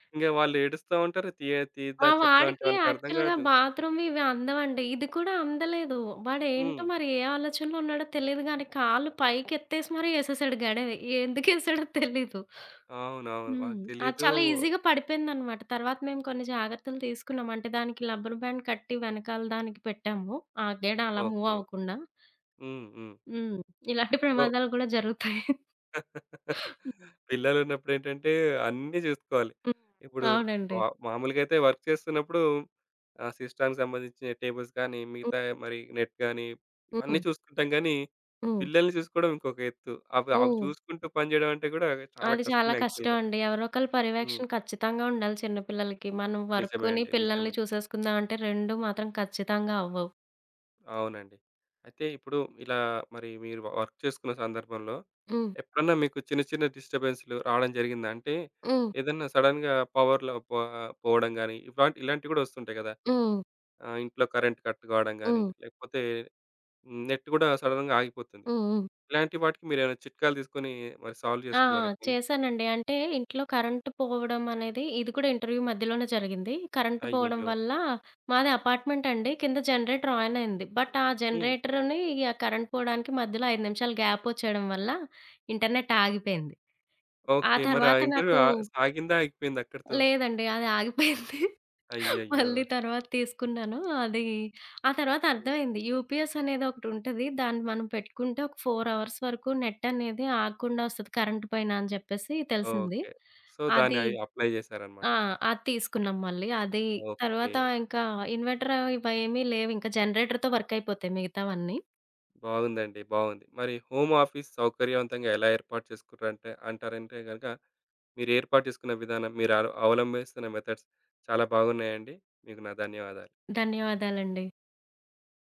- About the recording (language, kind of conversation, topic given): Telugu, podcast, హోమ్ ఆఫీస్‌ను సౌకర్యవంతంగా ఎలా ఏర్పాటు చేయాలి?
- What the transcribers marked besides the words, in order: in English: "యాక్చువల్‌గా బాత్రూమ్‌వి"; tapping; laughing while speaking: "ఎందుకేశాడో తెలీదు"; in English: "ఈజీగా"; in English: "లబ్బర్ బ్యాండ్"; in English: "మూవ్"; in English: "సో"; chuckle; sniff; other background noise; in English: "వర్క్"; in English: "సిస్టమ్‌కి"; in English: "టేబుల్స్"; in English: "నెట్"; in English: "యాక్చువల్‌గా"; in English: "వర్కు‌ని"; in English: "వర్క్"; in English: "సడెన్‌గా పవర్‌లో"; in English: "కరెంట్ కట్"; in English: "నెట్"; in English: "సడెన్‌గా"; in English: "సాల్వ్"; in English: "ఇంటర్‌వ్యూ"; in English: "అపార్ట్మెంట్"; in English: "బట్"; in English: "జనరేటర్‌ని"; in English: "కరెంట్"; in English: "గ్యాప్"; in English: "ఇంటర్నెట్"; in English: "ఇంటర్‌వ్యూ"; laughing while speaking: "అది ఆగిపోయింది"; in English: "యూపీఎస్"; in English: "ఫోర్ అవర్స్"; in English: "నెట్"; in English: "కరెంట్"; in English: "సో"; in English: "అప్లై"; in English: "ఇన్వర్టర్"; in English: "జనరేటర్‌తో"; in English: "హోమ్ ఆఫీస్"; in English: "మెథడ్స్"